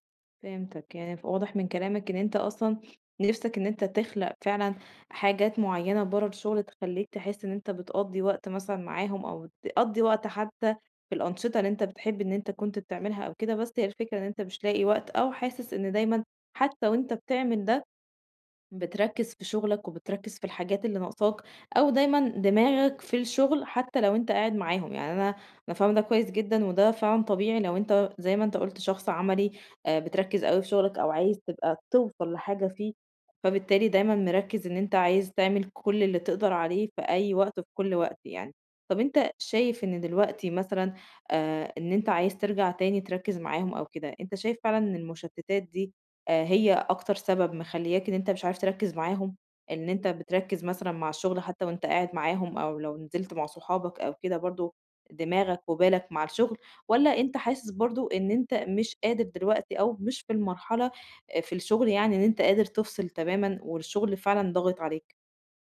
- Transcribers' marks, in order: tapping
- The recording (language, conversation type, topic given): Arabic, advice, إزاي أتعرف على نفسي وأبني هويتي بعيد عن شغلي؟